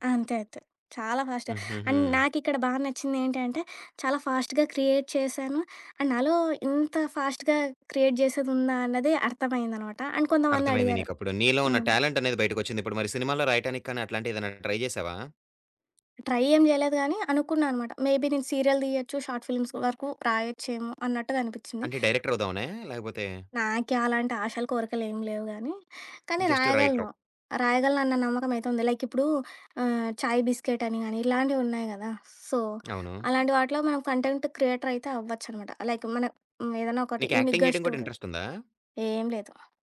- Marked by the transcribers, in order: in English: "ఫాస్ట్‌గా. అండ్"; in English: "ఫాస్ట్‌గా క్రియేట్"; in English: "అండ్"; in English: "ఫాస్ట్‌గా క్రియేట్"; in English: "అండ్"; in English: "టాలెంట్"; in English: "ట్రై"; in English: "ట్రై"; in English: "మేబీ"; in Bengali: "సీరియల్"; in English: "షార్ట్ ఫిల్మ్స్"; in English: "డైరెక్టర్"; in English: "జస్ట్"; in English: "లైక్"; in Hindi: "చాయ్"; in English: "బిస్కెట్"; in English: "సో"; in English: "కంటెంట్ క్రియేటర్"; in English: "లైక్"; in English: "యాక్టింగ్"; in English: "ఇంట్రెస్ట్"; in English: "యూనిక్‍గా స్టోరీ"
- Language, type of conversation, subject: Telugu, podcast, సొంతంగా కొత్త విషయం నేర్చుకున్న అనుభవం గురించి చెప్పగలవా?